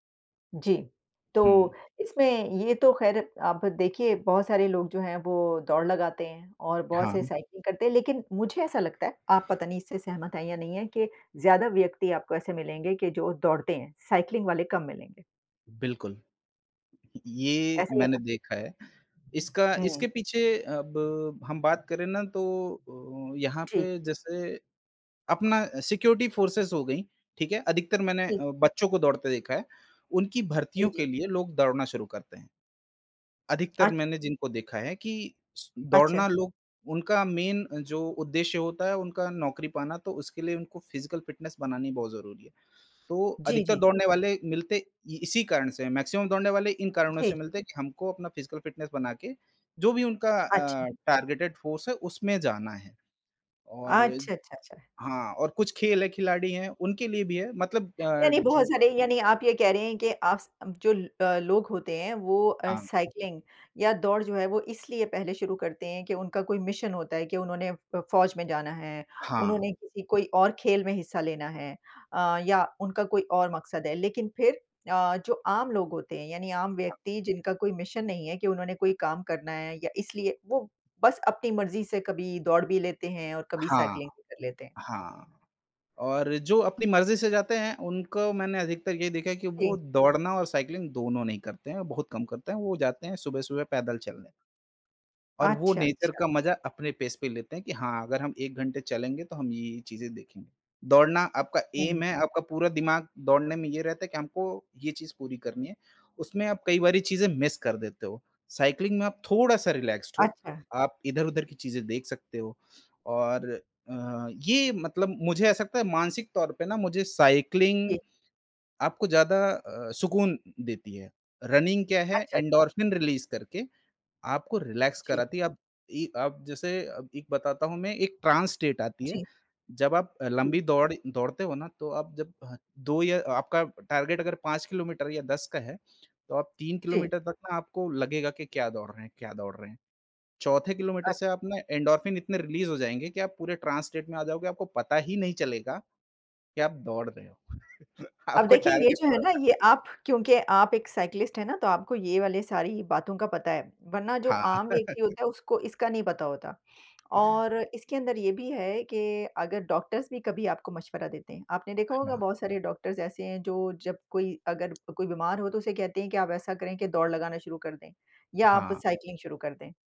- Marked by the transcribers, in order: tapping; other background noise; in English: "साइकिलिंग"; in English: "सिक्योरिटी फोर्सेस"; in English: "मेन"; in English: "फिजिकल फिटनेस"; in English: "मैक्सिमम"; in English: "फिजिकल फिटनेस"; in English: "टारगेटेड फोर्स"; other noise; in English: "साइकिलिंग"; in English: "मिशन"; in English: "मिशन"; in English: "साइकिलिंग"; in English: "साइकिलिंग"; in English: "नेचर"; in English: "पेस"; in English: "एम"; in English: "मिस"; in English: "साइकिलिंग"; in English: "रिलैक्स्ड"; in English: "रनिंग"; in English: "रिलीज़"; in English: "रिलैक्स"; in English: "ट्रांस स्टेट"; in English: "टारगेट"; in English: "रिलीज़"; in English: "ट्रांस स्टेट"; chuckle; laughing while speaking: "आपको"; in English: "साइकिलिस्ट"; chuckle; in English: "साइकिलिंग"
- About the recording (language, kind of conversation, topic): Hindi, unstructured, आपकी राय में साइकिल चलाना और दौड़ना—इनमें से अधिक रोमांचक क्या है?